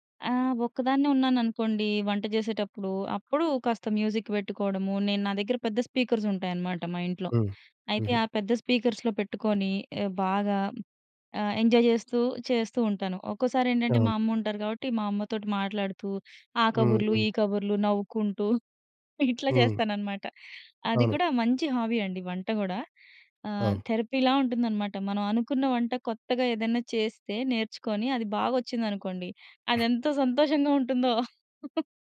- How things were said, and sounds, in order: in English: "మ్యూజిక్"; in English: "స్పీకర్స్"; in English: "స్పీకర్ల్సో"; in English: "ఎంజాయ్"; chuckle; in English: "హాబీ"; in English: "థెరపీ"; other noise; laugh
- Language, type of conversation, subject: Telugu, podcast, ఫ్రీ టైమ్‌ను విలువగా గడపడానికి నువ్వు ఏ హాబీ చేస్తావు?